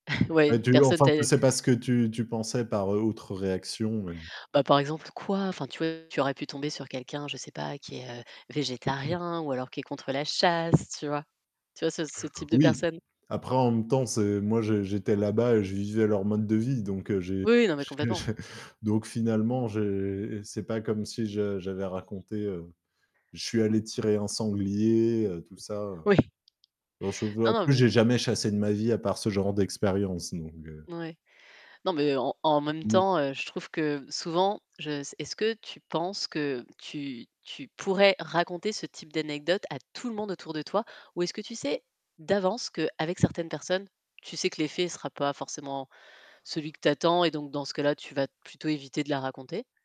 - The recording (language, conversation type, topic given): French, podcast, Utilises-tu souvent des anecdotes personnelles, et pourquoi ?
- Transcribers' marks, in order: chuckle; static; distorted speech; other noise; chuckle; tapping; unintelligible speech; stressed: "tout"